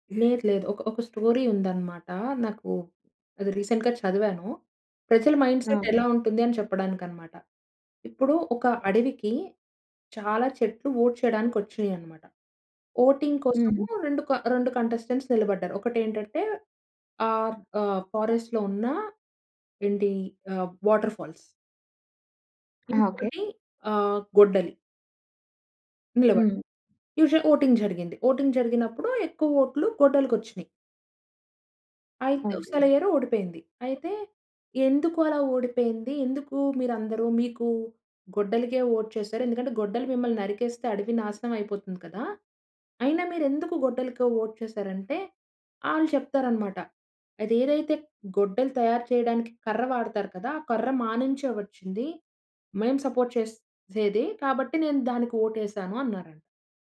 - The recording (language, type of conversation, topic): Telugu, podcast, సెలబ్రిటీలు రాజకీయ విషయాలపై మాట్లాడితే ప్రజలపై ఎంత మేర ప్రభావం పడుతుందనుకుంటున్నారు?
- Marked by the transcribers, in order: in English: "స్టోరీ"; in English: "రీసెంట్‌గా"; in English: "మైండ్సెట్"; in English: "వోట్"; in English: "వోటింగ్"; tapping; in English: "కంటెస్టెంట్స్"; in English: "ఫారెస్ట్‌లో"; in English: "వాటర్ ఫాల్స్"; in English: "యూజువల్ వోటింగ్"; in English: "వోటింగ్"; in English: "వోట్"; in English: "వోట్"; in English: "సపోర్ట్"; in English: "వోట్"